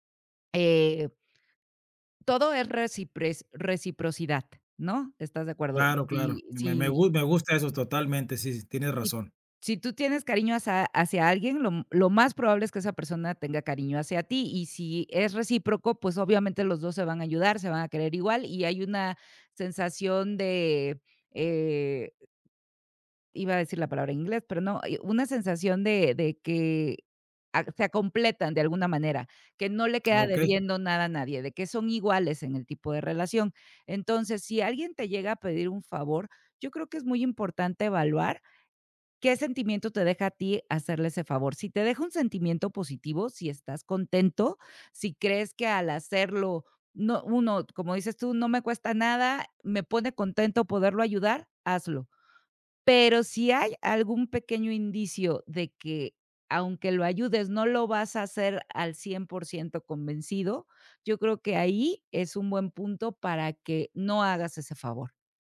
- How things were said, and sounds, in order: other background noise; "hacia" said as "hasaa"; other noise; tapping
- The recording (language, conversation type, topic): Spanish, advice, ¿Cómo puedo decir que no a un favor sin sentirme mal?